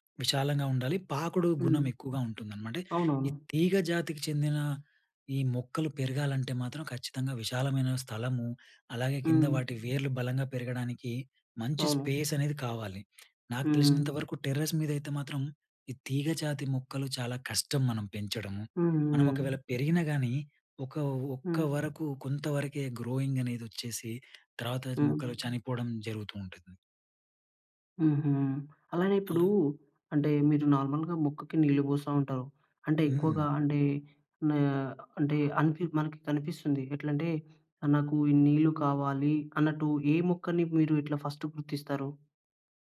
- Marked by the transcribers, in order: in English: "స్పేస్"; other background noise; in English: "టెర్రస్"; in English: "గ్రోయింగ్"; in English: "నార్మల్‌గా"; in English: "ఫస్ట్"
- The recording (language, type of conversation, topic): Telugu, podcast, ఇంటి చిన్న తోటను నిర్వహించడం సులభంగా ఎలా చేయాలి?